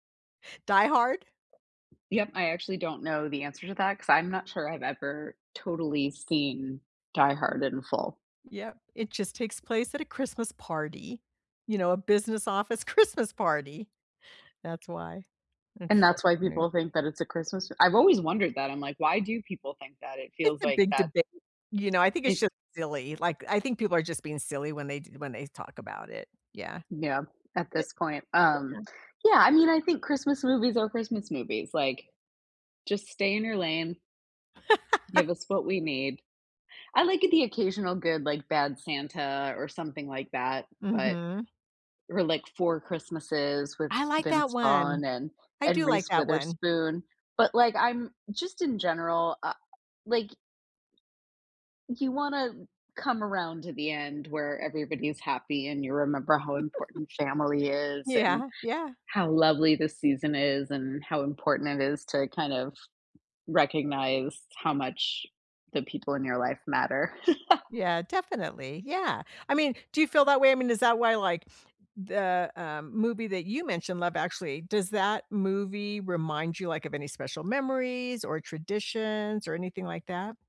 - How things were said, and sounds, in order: other background noise; laughing while speaking: "Christmas"; laugh; giggle; laughing while speaking: "Yeah"; laugh
- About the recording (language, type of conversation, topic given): English, unstructured, What is your favorite holiday movie or song, and why?
- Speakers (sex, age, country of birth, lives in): female, 45-49, United States, United States; female, 60-64, United States, United States